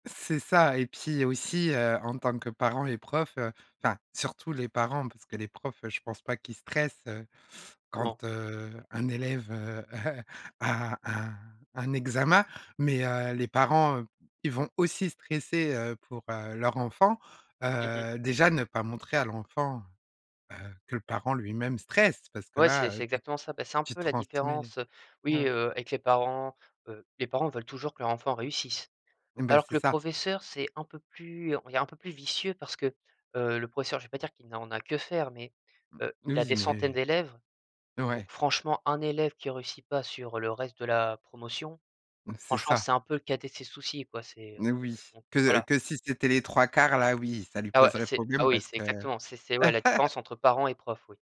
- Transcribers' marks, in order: chuckle; stressed: "aussi"; stressed: "stresse"; tapping; laugh
- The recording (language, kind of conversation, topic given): French, podcast, Quelles idées as-tu pour réduire le stress scolaire ?